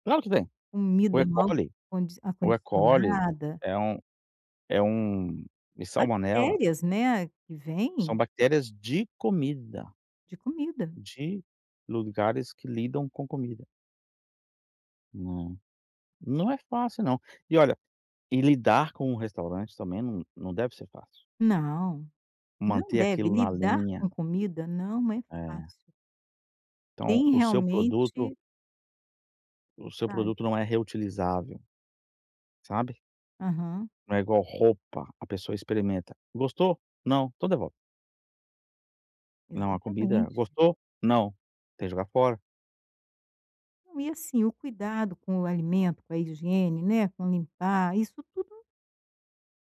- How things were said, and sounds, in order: none
- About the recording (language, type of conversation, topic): Portuguese, advice, Como posso comer de forma saudável quando estou fora de casa?